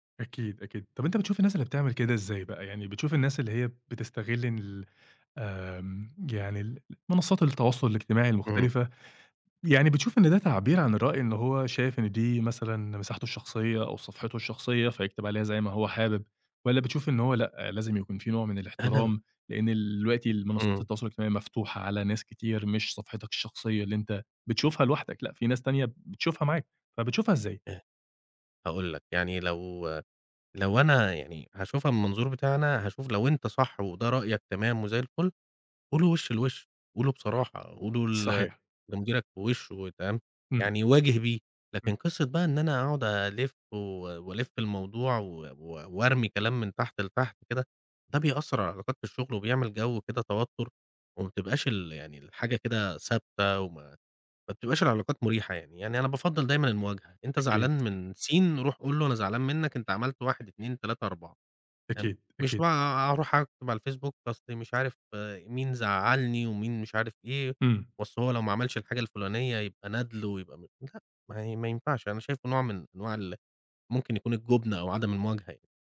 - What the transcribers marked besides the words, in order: other background noise
- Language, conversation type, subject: Arabic, podcast, إيه رأيك في تأثير السوشيال ميديا على العلاقات؟
- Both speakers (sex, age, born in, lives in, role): male, 30-34, Egypt, Egypt, host; male, 35-39, Egypt, Egypt, guest